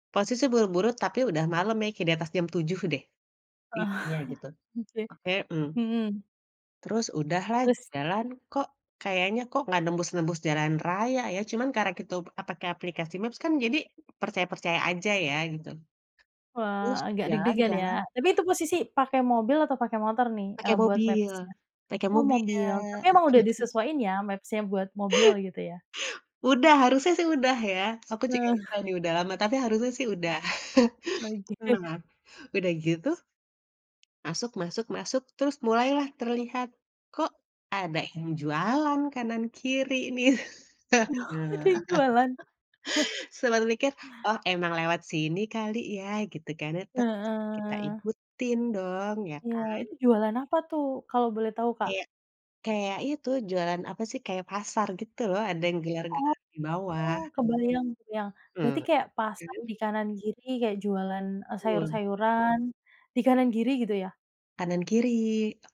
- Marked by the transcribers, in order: chuckle; "kita" said as "kitu"; other background noise; tapping; chuckle; laughing while speaking: "oke"; chuckle; laughing while speaking: "Oh"; chuckle; laughing while speaking: "Bener"; laugh; chuckle; other animal sound
- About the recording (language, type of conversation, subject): Indonesian, podcast, Siapa yang menolong kamu saat tersesat?